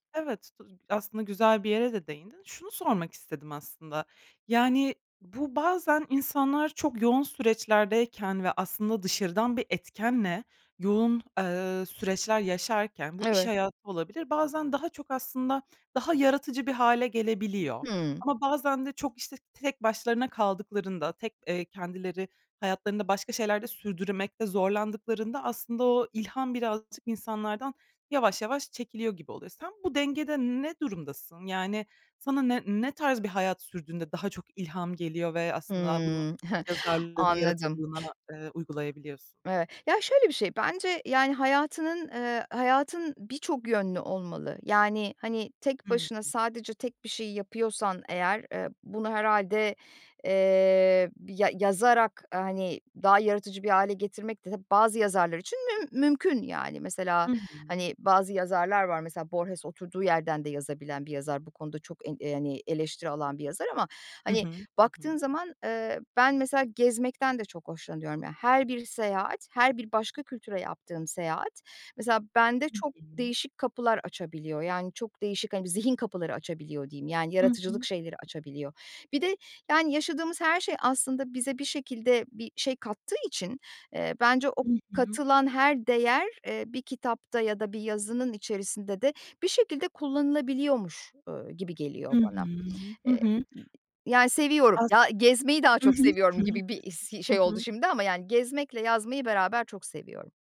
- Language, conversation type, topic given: Turkish, podcast, Günlük rutin yaratıcılığı nasıl etkiler?
- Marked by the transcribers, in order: tapping; other background noise; chuckle